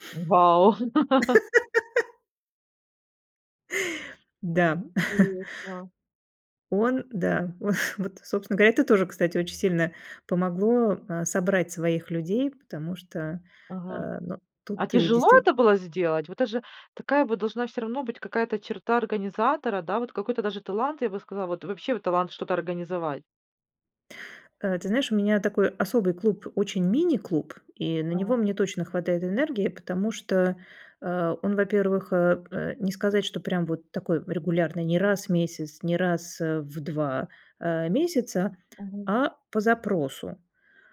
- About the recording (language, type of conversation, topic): Russian, podcast, Как понять, что ты наконец нашёл своё сообщество?
- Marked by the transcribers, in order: laugh; chuckle